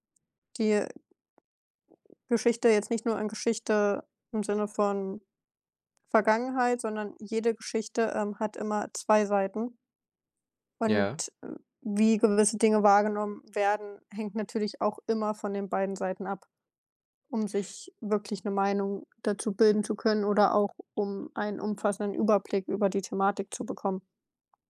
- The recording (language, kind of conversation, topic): German, unstructured, Was ärgert dich am meisten an der Art, wie Geschichte erzählt wird?
- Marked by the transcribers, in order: none